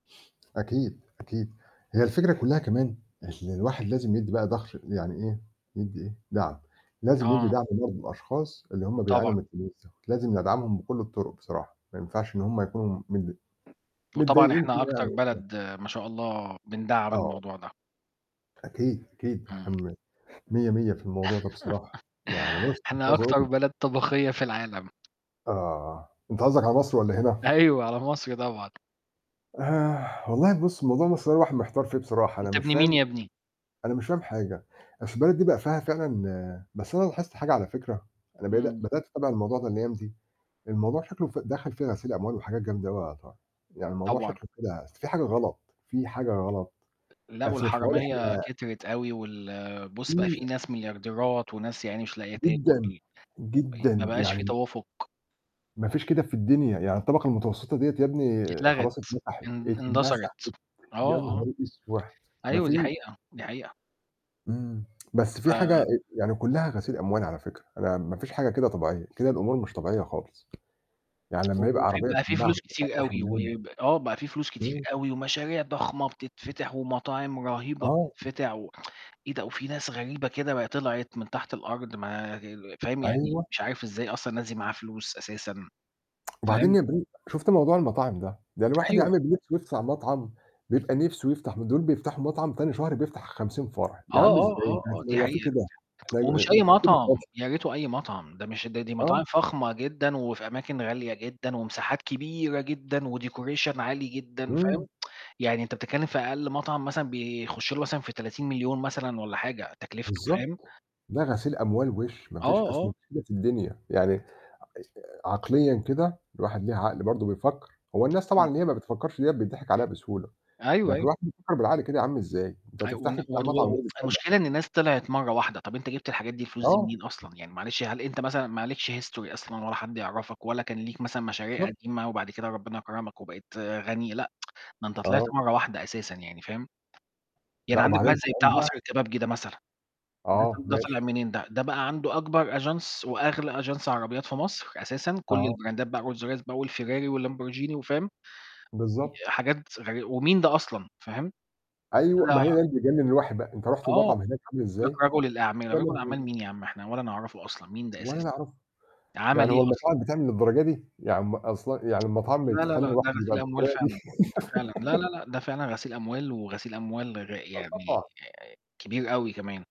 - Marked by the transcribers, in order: static; other background noise; distorted speech; tapping; chuckle; laughing while speaking: "أيوه، على مصر طبعًا"; other noise; tsk; tsk; "بتتفتح" said as "بتتفتع"; tsk; tsk; unintelligible speech; tsk; in English: "decoration"; tsk; unintelligible speech; tsk; unintelligible speech; in English: "history"; tsk; unintelligible speech; in French: "Agence"; in French: "Agence"; in English: "البراندات"; tsk; giggle
- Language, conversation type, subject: Arabic, unstructured, إزاي نقدر ندعم الناس اللي بيتعرضوا للتمييز في مجتمعنا؟